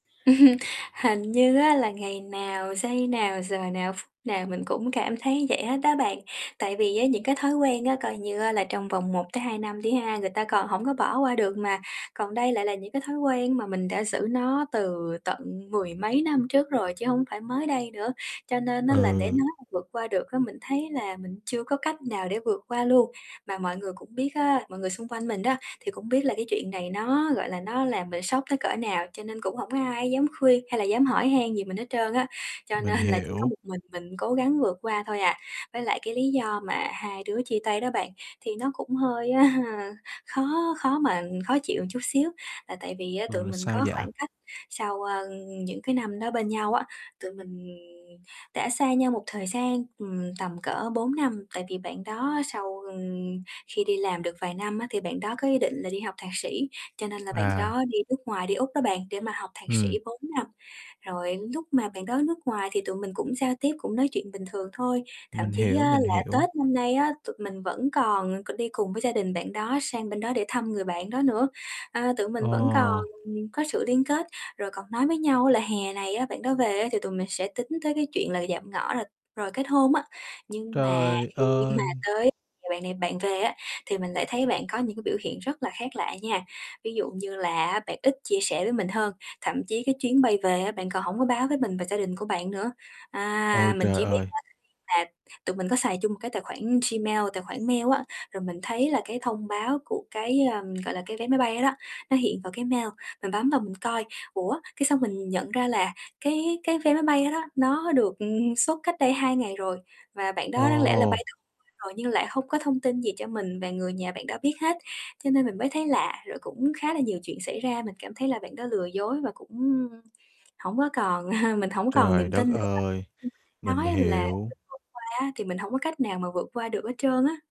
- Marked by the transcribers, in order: other background noise; chuckle; tapping; distorted speech; laughing while speaking: "nên"; laughing while speaking: "à"; "một" said as "ừn"; laughing while speaking: "mà"; unintelligible speech; unintelligible speech; chuckle; unintelligible speech
- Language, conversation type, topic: Vietnamese, advice, Làm sao để vượt qua cảm giác trống rỗng và thích nghi sau chia tay hoặc mất mát?